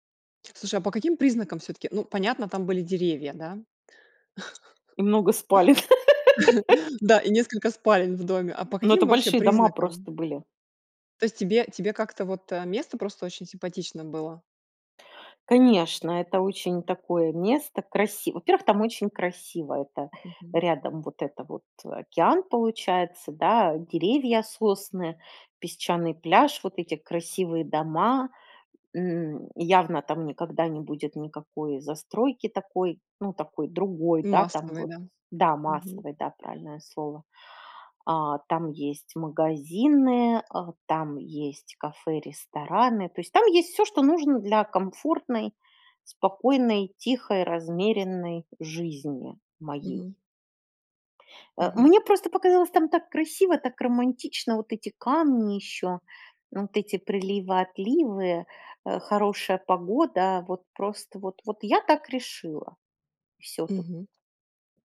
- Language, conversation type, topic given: Russian, podcast, Расскажи о месте, где ты чувствовал(а) себя чужим(ой), но тебя приняли как своего(ю)?
- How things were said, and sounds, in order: giggle; laugh